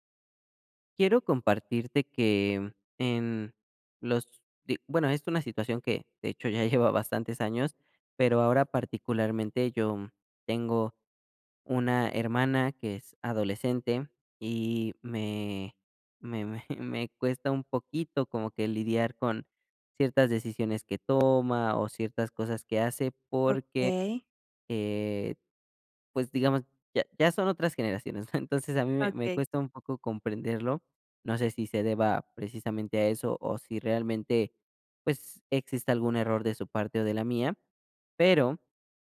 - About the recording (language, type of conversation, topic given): Spanish, advice, ¿Cómo puedo comunicar mis decisiones de crianza a mi familia sin generar conflictos?
- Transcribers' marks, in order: laughing while speaking: "me"; laughing while speaking: "¿no?"